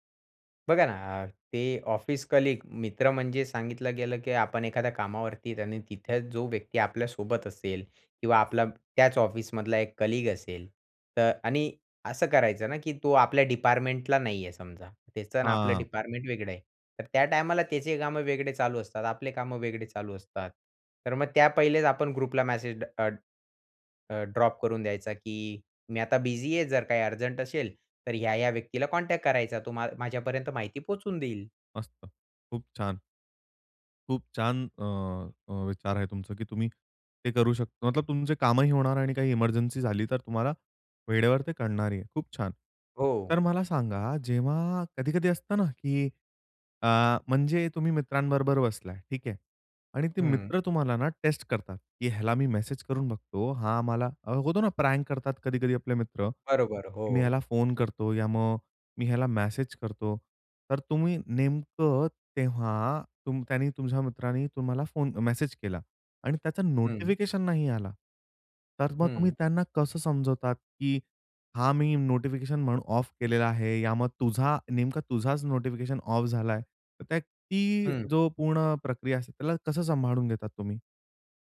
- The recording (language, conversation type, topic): Marathi, podcast, सूचना
- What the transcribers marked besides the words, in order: other background noise; in English: "कलीग"; tapping; in English: "ग्रुपला"; in English: "कॉन्टॅक्ट"